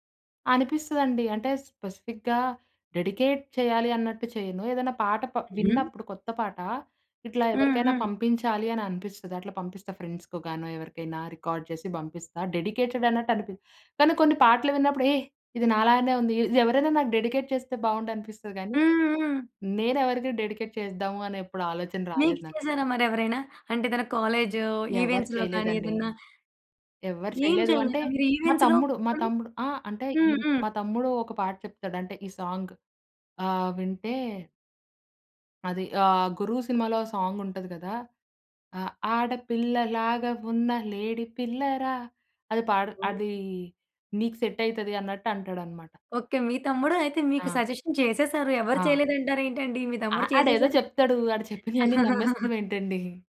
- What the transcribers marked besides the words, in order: in English: "స్పెసిఫిక్‌గా డెడికేట్"; in English: "ఫ్రెండ్స్‌కొ"; in English: "రికార్డ్"; in English: "డెడికేటెడ్"; in English: "డెడికేట్"; in English: "డెడికేట్"; in English: "ఈవెంట్స్‌లో"; in English: "ఈవెంట్స్‌లో"; in English: "సాంగ్"; in English: "సాంగ్"; singing: "ఆడపిల్ల లాగా ఉన్న లేడీ పిల్ల‌రా"; other background noise; in English: "సెట్"; in English: "సజెషన్"; giggle
- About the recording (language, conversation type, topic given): Telugu, podcast, కొత్త పాటలను సాధారణంగా మీరు ఎక్కడ నుంచి కనుగొంటారు?